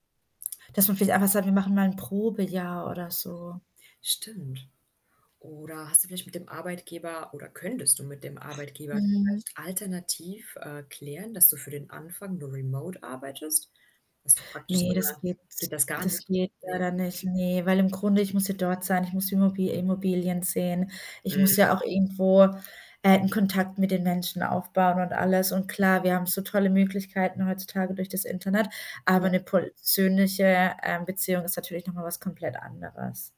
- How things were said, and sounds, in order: static; other background noise; distorted speech; mechanical hum
- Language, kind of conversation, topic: German, advice, Wie bereite ich einen Umzug in eine andere Stadt für einen neuen Job am besten vor?